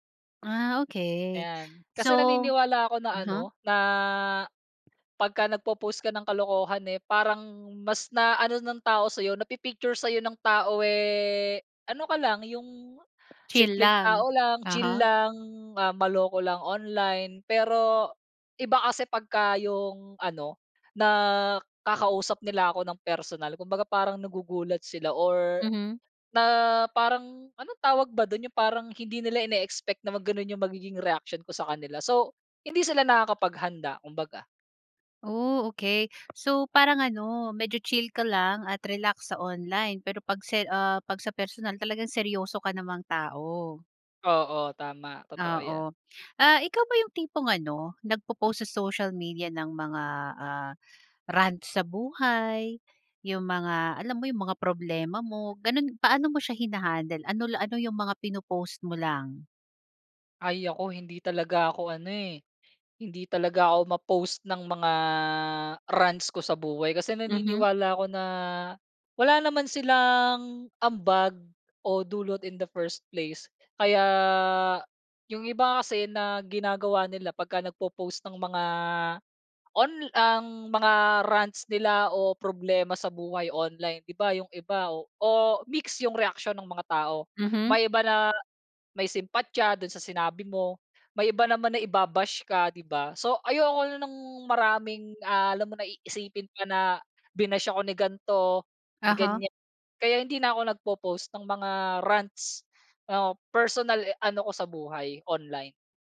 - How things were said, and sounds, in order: drawn out: "eh"; tapping; stressed: "chill lang"; in English: "in the first place"; background speech
- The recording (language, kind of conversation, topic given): Filipino, podcast, Paano nakaaapekto ang midyang panlipunan sa paraan ng pagpapakita mo ng sarili?